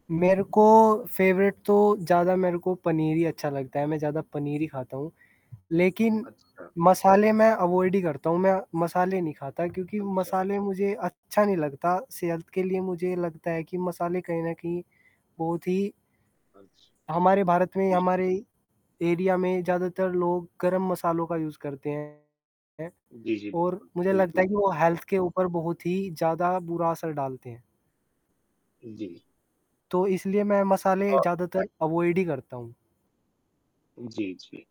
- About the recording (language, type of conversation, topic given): Hindi, unstructured, खाने में मसालों की क्या भूमिका होती है?
- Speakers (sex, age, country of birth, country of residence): male, 20-24, India, India; male, 25-29, India, India
- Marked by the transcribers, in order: static; in English: "फ़ेवरेट"; in English: "अवॉइड"; in English: "एरिया"; in English: "यूज़"; distorted speech; in English: "हेल्थ"; horn; other background noise; in English: "अवॉइड"